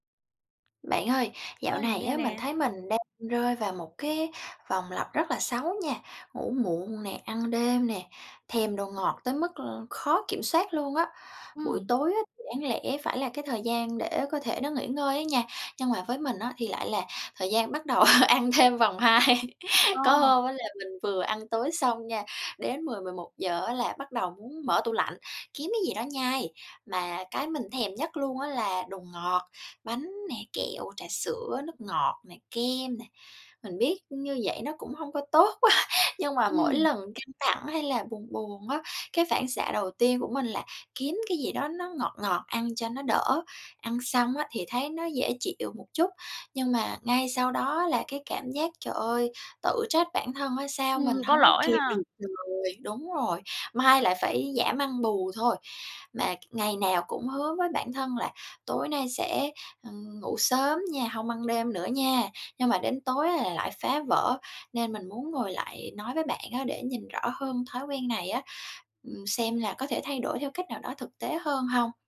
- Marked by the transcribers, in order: tapping; laugh; other background noise; laughing while speaking: "hai"; laughing while speaking: "tốt á"
- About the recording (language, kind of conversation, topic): Vietnamese, advice, Làm sao để kiểm soát thói quen ngủ muộn, ăn đêm và cơn thèm đồ ngọt khó kiềm chế?